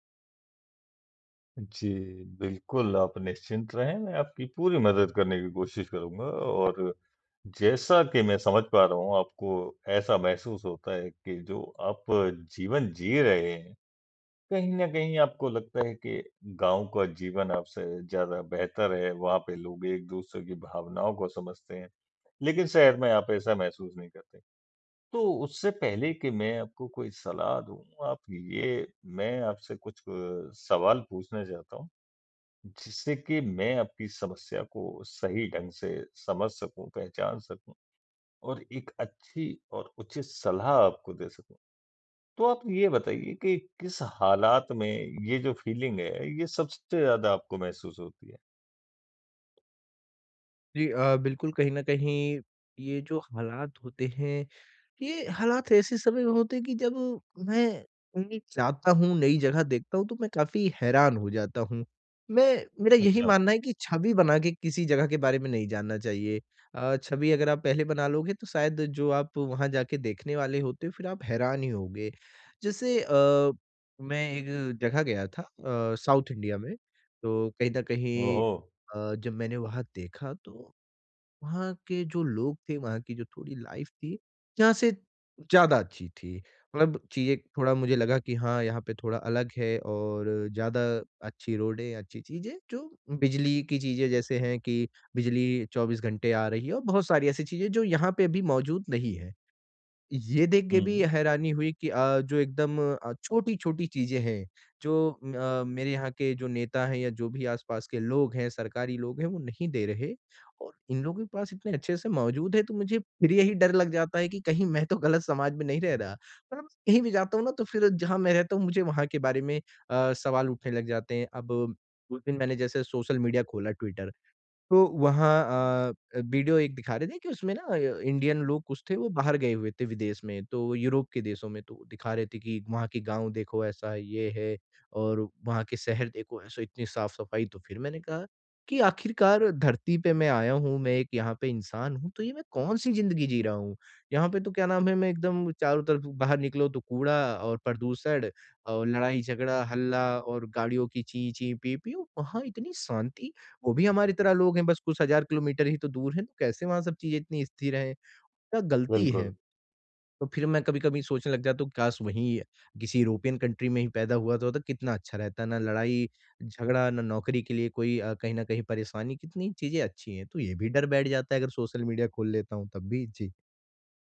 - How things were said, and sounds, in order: other background noise; in English: "फीलिंग"; in English: "साउथ"; in English: "लाइफ़"; laughing while speaking: "गलत समाज में नहीं रह रहा"; in English: "यूरोपियन कंट्री"
- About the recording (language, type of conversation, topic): Hindi, advice, FOMO और सामाजिक दबाव